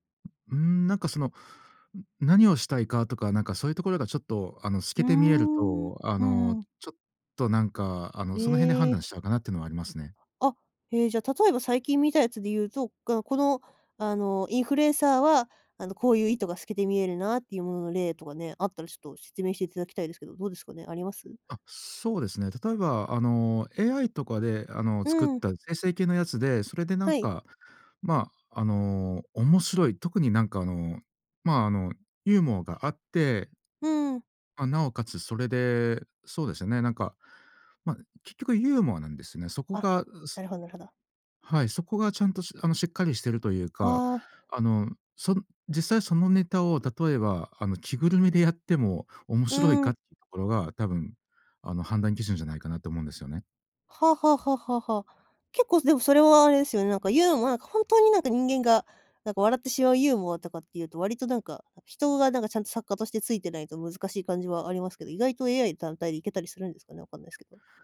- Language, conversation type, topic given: Japanese, podcast, AIやCGのインフルエンサーをどう感じますか？
- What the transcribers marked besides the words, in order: tapping